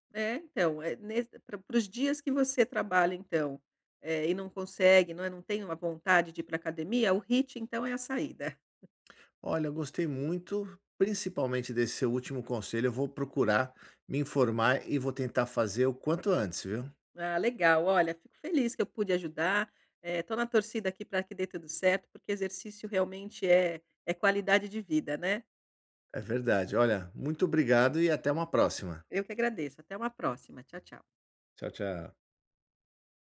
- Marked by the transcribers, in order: other background noise; tapping
- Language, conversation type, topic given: Portuguese, advice, Como posso começar e manter uma rotina de exercícios sem ansiedade?